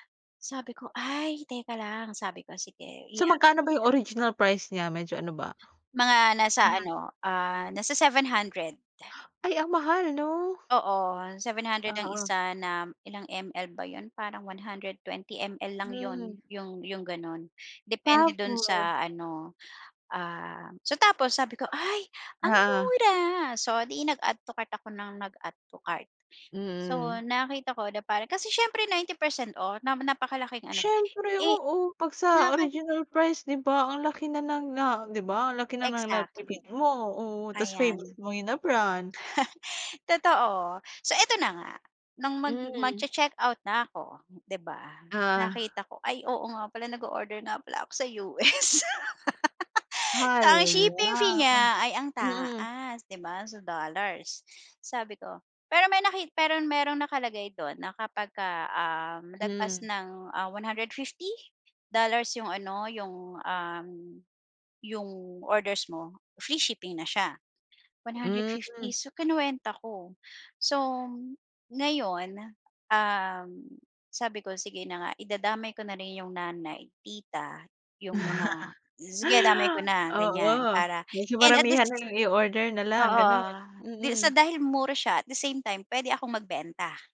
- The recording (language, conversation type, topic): Filipino, podcast, Ano ang ginagawa mo para hindi ka magpadala sa panandaliang sarap?
- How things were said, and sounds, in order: unintelligible speech; unintelligible speech; unintelligible speech; chuckle; laugh; laugh